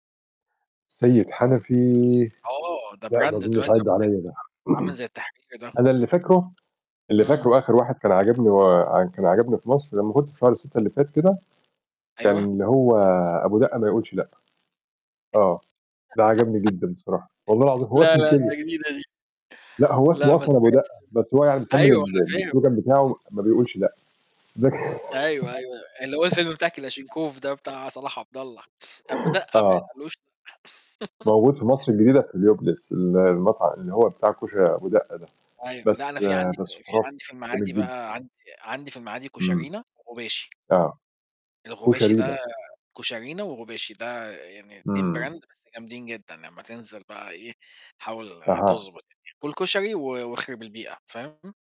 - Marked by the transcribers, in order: static; distorted speech; in English: "brand"; throat clearing; mechanical hum; tapping; laugh; in English: "الslogan"; unintelligible speech; sniff; laugh; in English: "brand"; other background noise
- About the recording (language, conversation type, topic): Arabic, unstructured, إنت شايف إن الحكومات بتعمل كفاية علشان تحمي البيئة؟